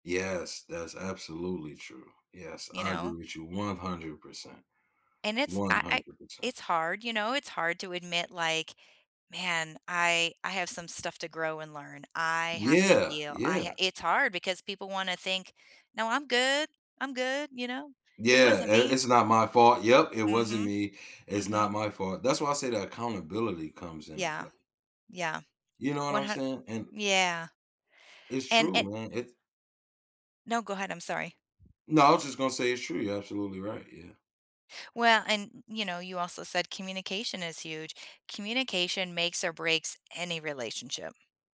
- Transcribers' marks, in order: none
- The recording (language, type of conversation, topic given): English, unstructured, What are some common reasons couples argue and how can they resolve conflicts?
- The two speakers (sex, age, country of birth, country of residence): female, 45-49, United States, United States; male, 40-44, United States, United States